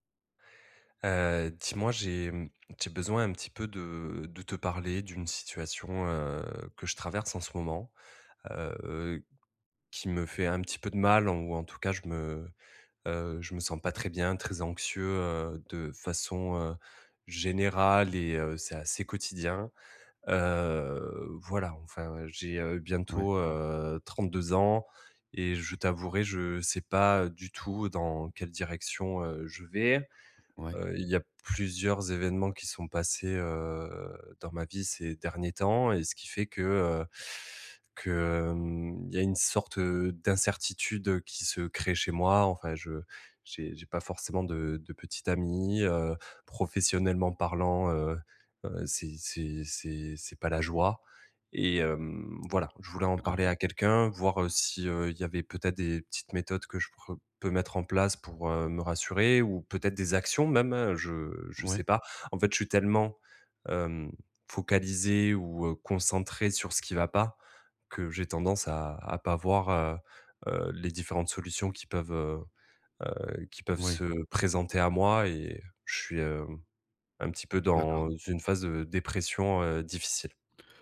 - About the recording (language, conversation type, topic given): French, advice, Comment puis-je mieux gérer mon anxiété face à l’incertitude ?
- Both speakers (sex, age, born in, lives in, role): male, 30-34, France, France, user; male, 35-39, France, France, advisor
- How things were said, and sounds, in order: tapping; stressed: "plusieurs"; other background noise; stressed: "actions"; stressed: "présenter"; stressed: "difficile"